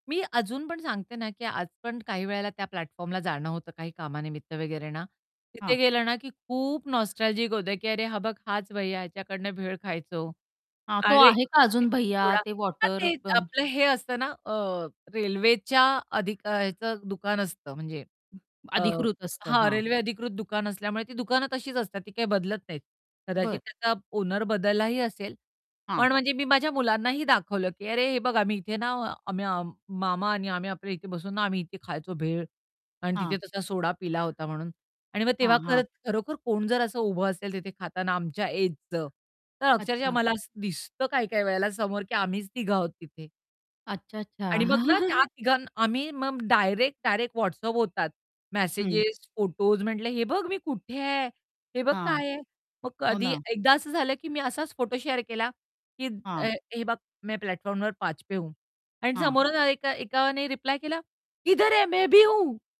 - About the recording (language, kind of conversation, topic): Marathi, podcast, थांबलेल्या रेल्वे किंवा बसमध्ये एखाद्याशी झालेली अनपेक्षित भेट तुम्हाला आठवते का?
- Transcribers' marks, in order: in English: "प्लॅटफॉर्मला"; tapping; distorted speech; in English: "नॉस्टॅल्जिक"; unintelligible speech; other background noise; in English: "एजचं"; static; chuckle; in English: "शेअर"; in Hindi: "मै प्लॅटफॉर्म नंबर पाच पे हूं"; in English: "प्लॅटफॉर्म"; in Hindi: "किधर है मैं भी हूं"